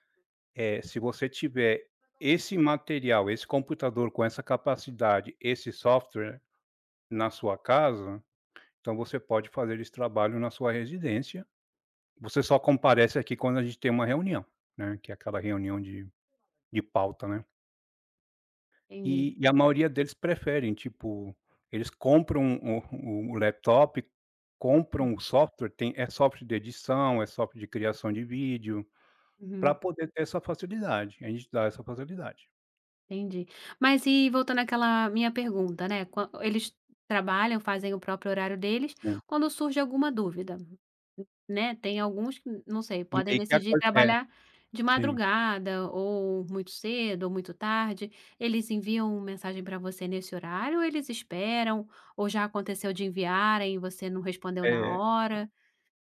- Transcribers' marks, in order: other noise
- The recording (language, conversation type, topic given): Portuguese, podcast, Você sente pressão para estar sempre disponível online e como lida com isso?